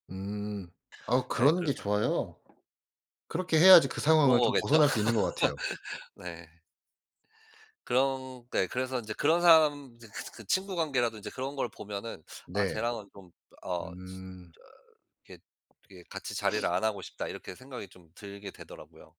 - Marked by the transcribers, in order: other background noise; tapping; laugh; sniff
- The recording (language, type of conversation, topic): Korean, unstructured, 갈등을 겪으면서 배운 점이 있다면 무엇인가요?